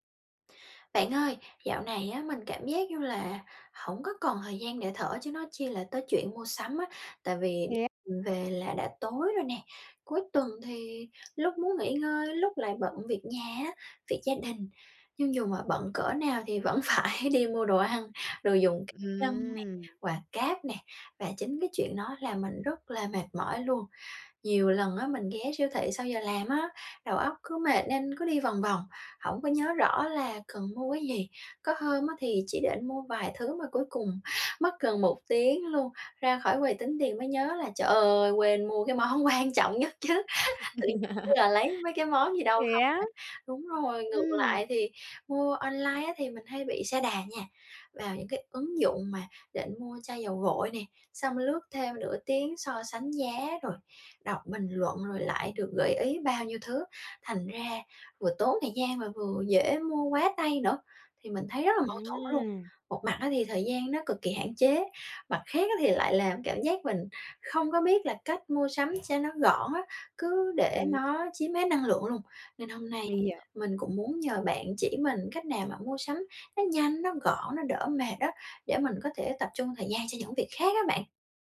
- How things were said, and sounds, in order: tapping; laughing while speaking: "phải"; laughing while speaking: "món quan trọng nhất chứ"; laugh
- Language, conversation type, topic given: Vietnamese, advice, Làm sao mua sắm nhanh chóng và tiện lợi khi tôi rất bận?